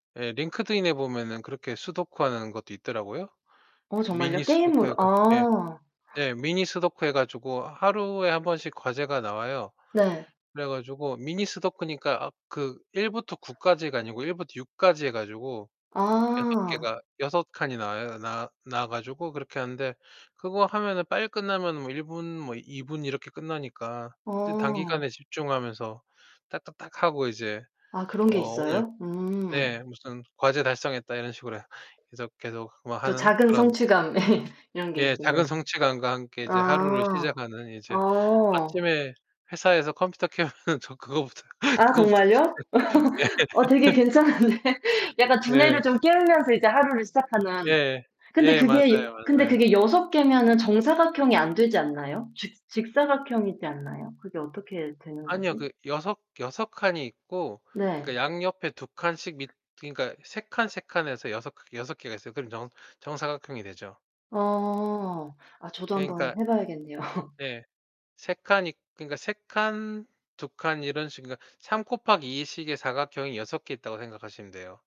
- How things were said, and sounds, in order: distorted speech; other background noise; tapping; laugh; laughing while speaking: "켜면은 저 그거부터 그거부터. 예"; laugh; laughing while speaking: "괜찮은데"; laugh; laugh
- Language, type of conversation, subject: Korean, unstructured, 요즘 스트레스는 어떻게 관리하세요?
- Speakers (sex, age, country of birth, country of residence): female, 30-34, South Korea, Spain; male, 40-44, South Korea, Japan